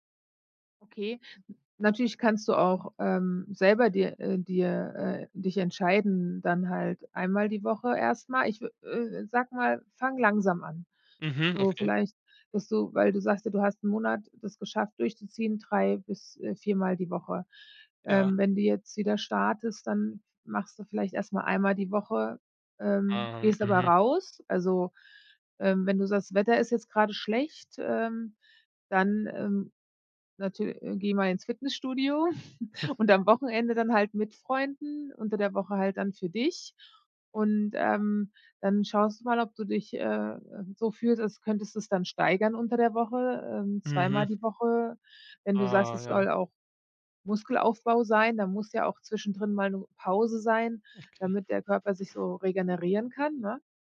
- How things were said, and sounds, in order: chuckle
- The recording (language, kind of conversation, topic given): German, advice, Warum fehlt mir die Motivation, regelmäßig Sport zu treiben?